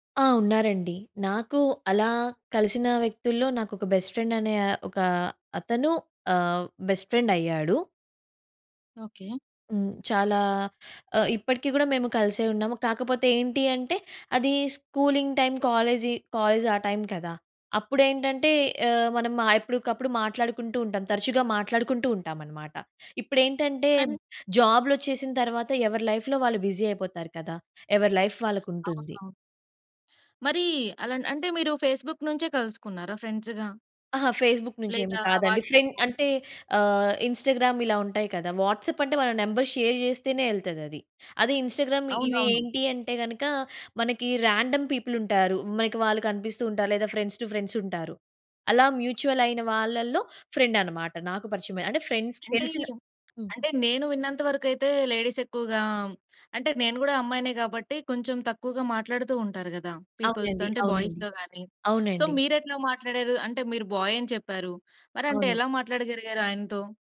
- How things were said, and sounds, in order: in English: "బెస్ట్ ఫ్రెండ్"; in English: "బెస్ట్ ఫ్రెండ్"; tapping; in English: "స్కూలింగ్ టైం"; in English: "కాలేజ్"; in English: "లైఫ్‌లో"; in English: "బిజీ"; in English: "లైఫ్"; other background noise; in English: "ఫేస్‌బుక్"; in English: "ఫ్రెండ్స్‌గా?"; in English: "ఫేస్‌బుక్"; in English: "వాట్సాప్?"; in English: "ఫ్రెండ్"; in English: "ఇన్‌స్టా‌గ్రామ్"; in English: "వాట్సాప్"; in English: "నంబర్ షేర్"; in English: "ఇన్‌స్టా‌గ్రామ్"; in English: "రాండమ్ పీపుల్"; in English: "ఫ్రెండ్స్ టు ఫ్రెండ్స్"; in English: "మ్యూచువల్"; in English: "ఫ్రెండ్"; in English: "ఫ్రెండ్స్"; in English: "లేడీస్"; in English: "పీపుల్స్‌తో"; in English: "బాయ్స్‌తో"; in English: "సో"; in English: "బాయ్"
- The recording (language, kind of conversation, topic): Telugu, podcast, నిజంగా కలుసుకున్న తర్వాత ఆన్‌లైన్ బంధాలు ఎలా మారతాయి?